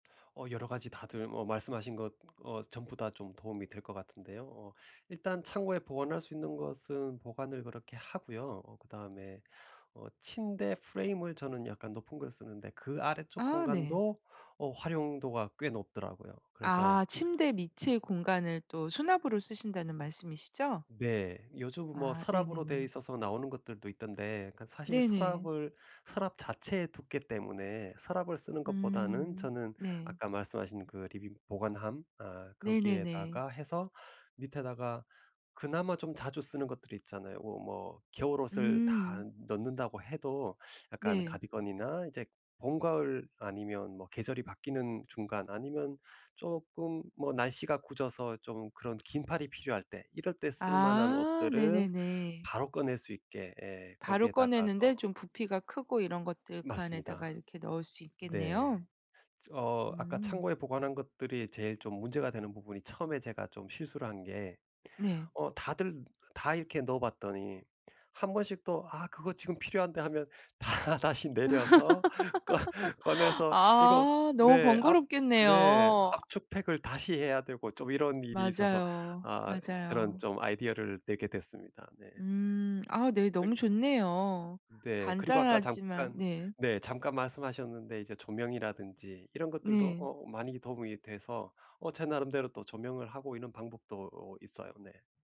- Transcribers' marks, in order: tapping; laughing while speaking: "다 다시"; laugh; laughing while speaking: "꺼"
- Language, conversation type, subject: Korean, podcast, 작은 집이 더 넓어 보이게 하려면 무엇이 가장 중요할까요?